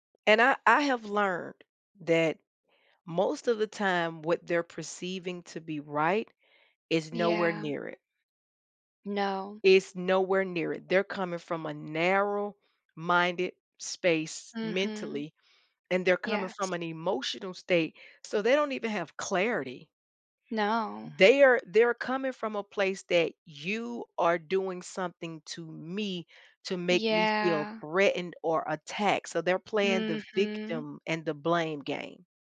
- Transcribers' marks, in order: stressed: "me"
- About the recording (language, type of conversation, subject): English, unstructured, Why do people find it hard to admit they're wrong?